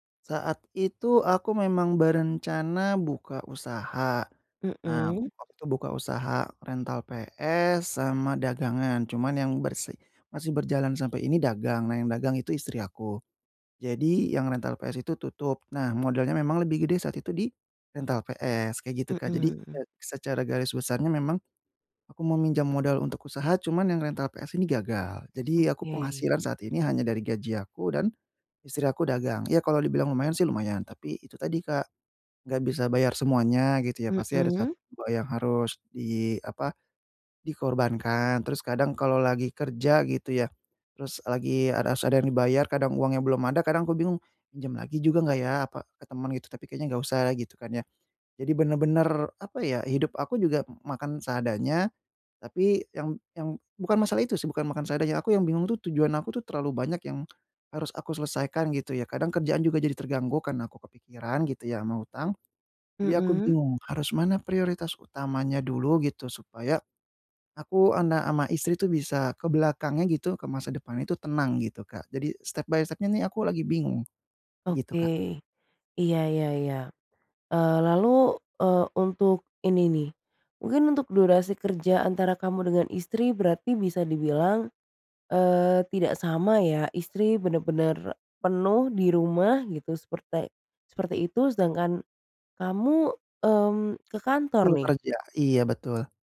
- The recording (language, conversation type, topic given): Indonesian, advice, Bagaimana cara menentukan prioritas ketika saya memiliki terlalu banyak tujuan sekaligus?
- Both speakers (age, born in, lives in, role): 25-29, Indonesia, Indonesia, advisor; 30-34, Indonesia, Indonesia, user
- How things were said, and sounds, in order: in English: "step by step-nya"